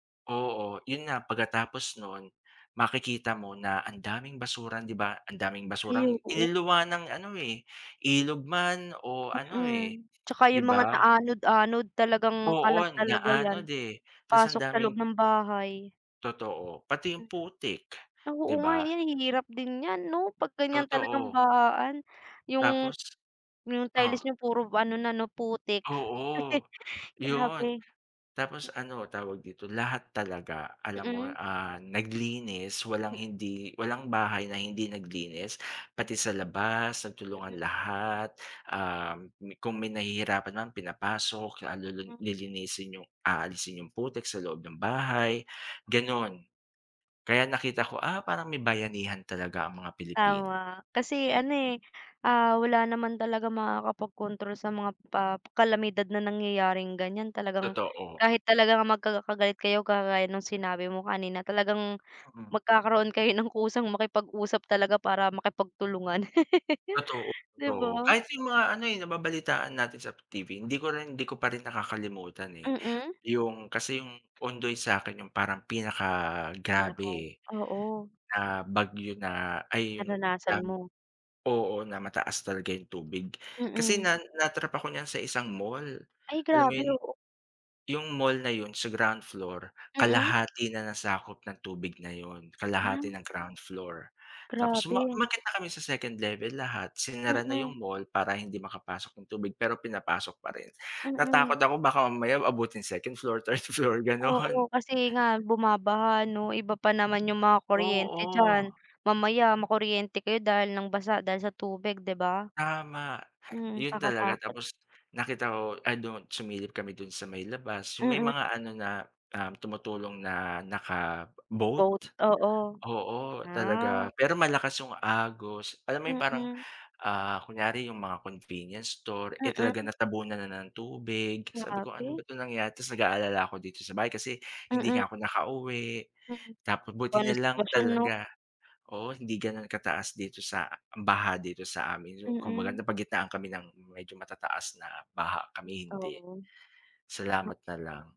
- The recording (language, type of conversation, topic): Filipino, unstructured, Paano mo inilalarawan ang pagtutulungan ng komunidad sa panahon ng sakuna?
- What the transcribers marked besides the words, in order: tapping; other background noise; chuckle; chuckle; laughing while speaking: "third floor"